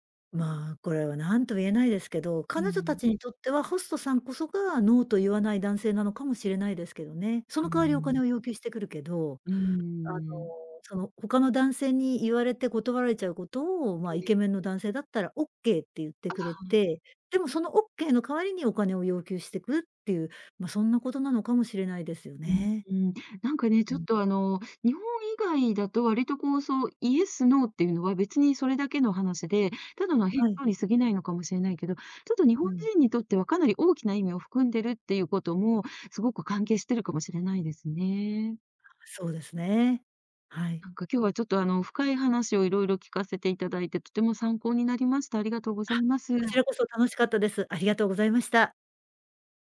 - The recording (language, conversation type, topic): Japanese, podcast, 「ノー」と言うのは難しい？どうしてる？
- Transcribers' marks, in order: none